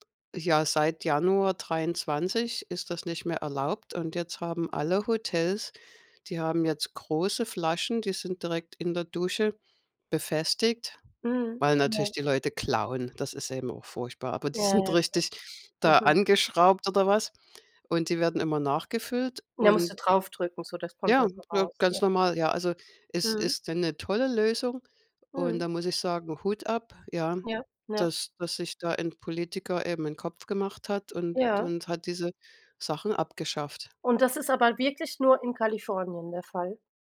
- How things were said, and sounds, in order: none
- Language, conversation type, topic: German, unstructured, Was stört dich an der Verschmutzung der Natur am meisten?